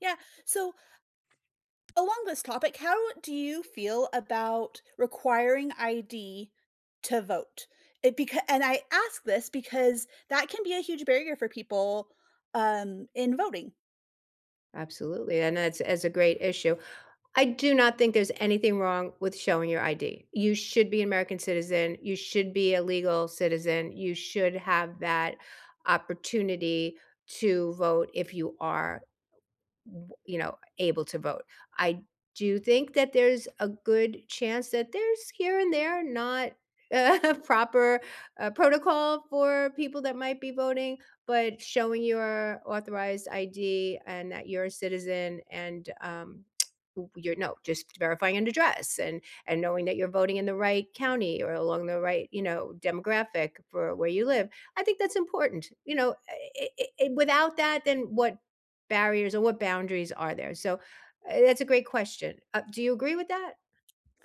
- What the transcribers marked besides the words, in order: tapping; laughing while speaking: "uh"; tsk
- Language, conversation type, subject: English, unstructured, How important is voting in your opinion?